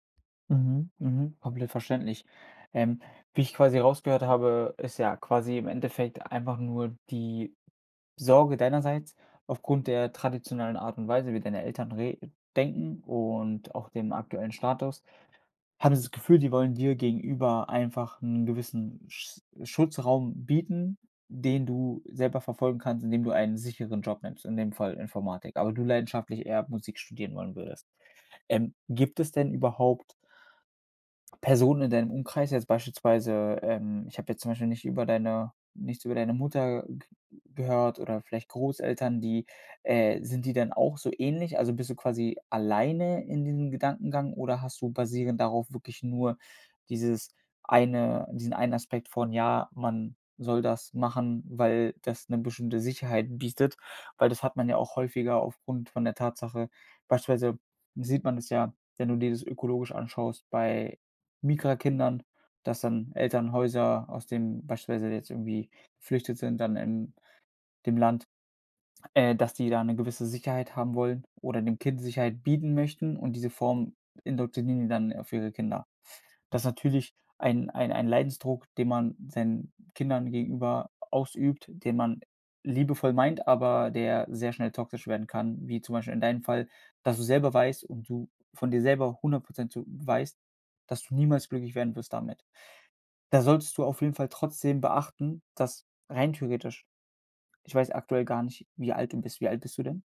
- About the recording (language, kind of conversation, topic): German, advice, Wie überwinde ich Zweifel und bleibe nach einer Entscheidung dabei?
- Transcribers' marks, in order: "Migrantenkindern" said as "Migrakindern"; swallow; other noise